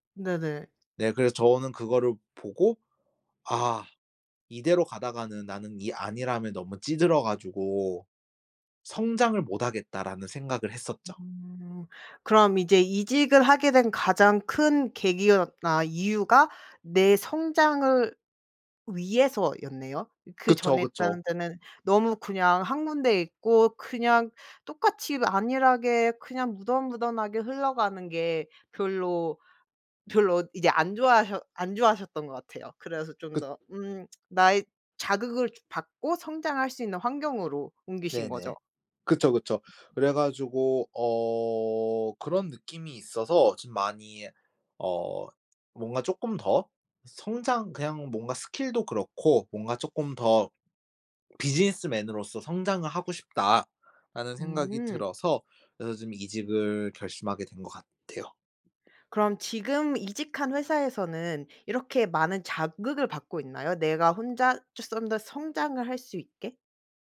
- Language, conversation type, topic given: Korean, podcast, 직업을 바꾸게 된 계기는 무엇이었나요?
- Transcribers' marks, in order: tsk; other background noise; tapping